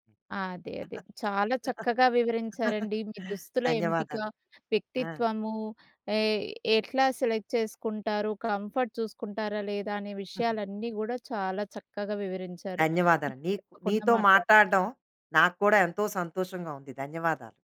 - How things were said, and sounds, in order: laugh; in English: "సెలెక్ట్"; in English: "కంఫర్ట్"; chuckle
- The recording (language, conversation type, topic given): Telugu, podcast, మీ దుస్తులు మీ వ్యక్తిత్వాన్ని ఎలా ప్రతిబింబిస్తాయి?